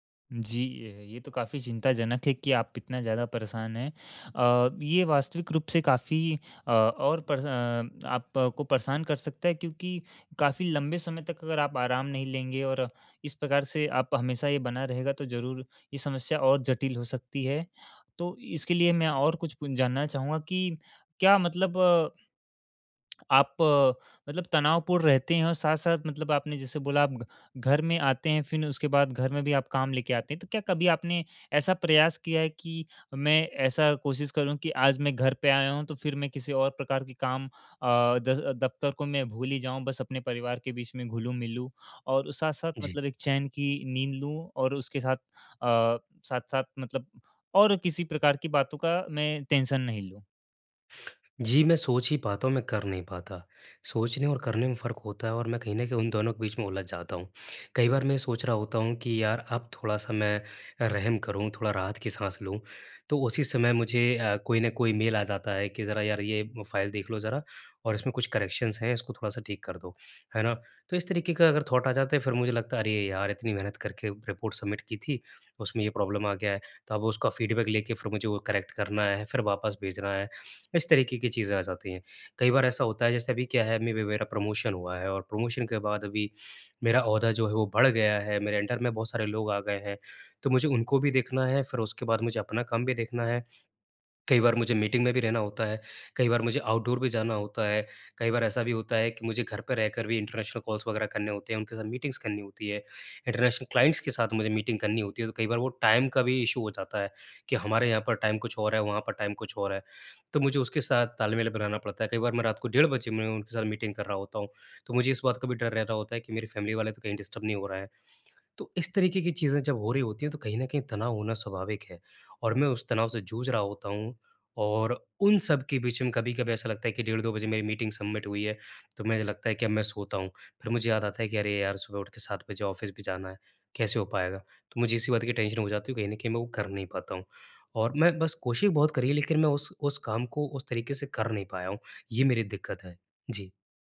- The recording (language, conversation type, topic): Hindi, advice, मुझे आराम करने का समय नहीं मिल रहा है, मैं क्या करूँ?
- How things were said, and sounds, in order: tapping; in English: "टेंशन"; in English: "करेक्शंस"; in English: "थाॅट"; in English: "रिपोर्ट सबमिट"; in English: "प्रॉब्लम"; in English: "फ़ीडबैक"; in English: "करेक्ट"; in English: "प्रमोशन"; in English: "प्रमोशन"; in English: "अंडर"; in English: "आउटडोर"; in English: "इंटरनेशनल कॉल्स"; in English: "मीटिंग्स"; in English: "इंटरनेशनल क्लाइंट्स"; in English: "टाइम"; in English: "इश्यू"; in English: "टाइम"; in English: "टाइम"; in English: "फैमिली"; in English: "डिस्टर्ब"; in English: "सबमिट"; in English: "ऑफ़िस"; in English: "टेंशन"